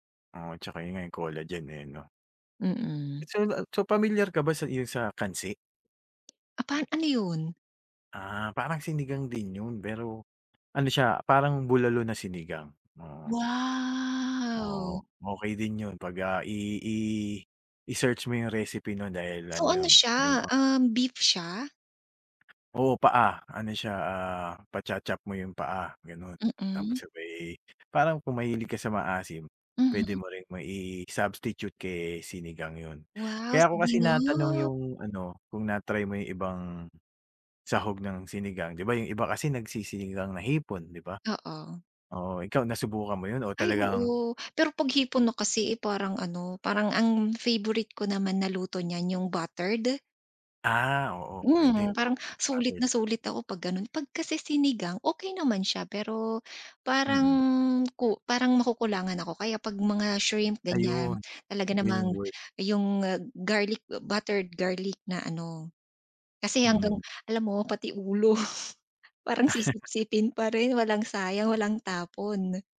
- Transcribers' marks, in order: other background noise; drawn out: "Wow!"; tapping; drawn out: "nga"; unintelligible speech; drawn out: "parang"; unintelligible speech; laughing while speaking: "ulo"; chuckle
- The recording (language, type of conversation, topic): Filipino, podcast, Paano mo inilalarawan ang paborito mong pagkaing pampagaan ng pakiramdam, at bakit ito espesyal sa iyo?